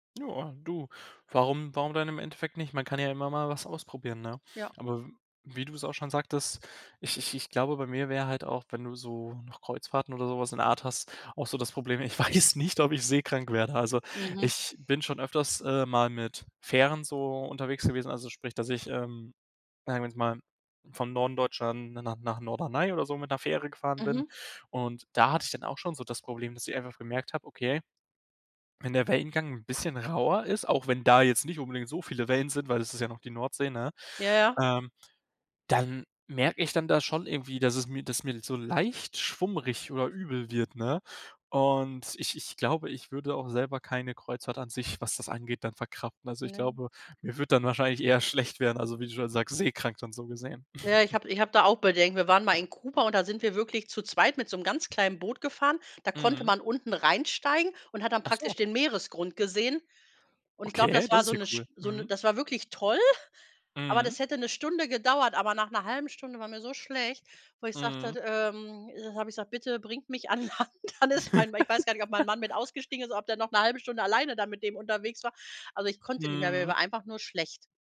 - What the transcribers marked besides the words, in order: laughing while speaking: "weiß"; other background noise; chuckle; tapping; laughing while speaking: "an Land, alles fein"; laugh
- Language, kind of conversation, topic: German, unstructured, Reist du lieber alleine oder mit Freunden, und warum?